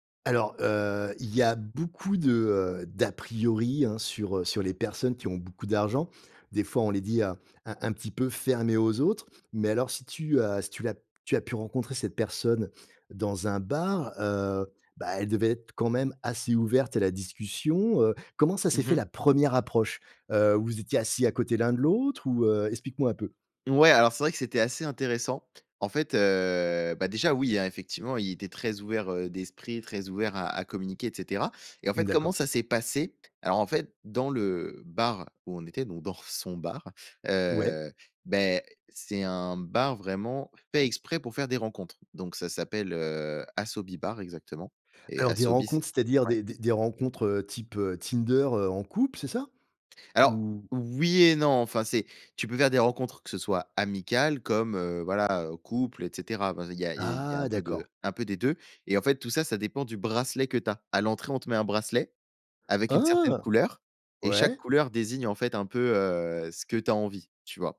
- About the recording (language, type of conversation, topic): French, podcast, Quelle rencontre imprévue t’a le plus marqué en voyage ?
- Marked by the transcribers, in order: other background noise; drawn out: "heu"; stressed: "passé"; laughing while speaking: "son"; drawn out: "Ah"; surprised: "Oh !"; stressed: "Oh"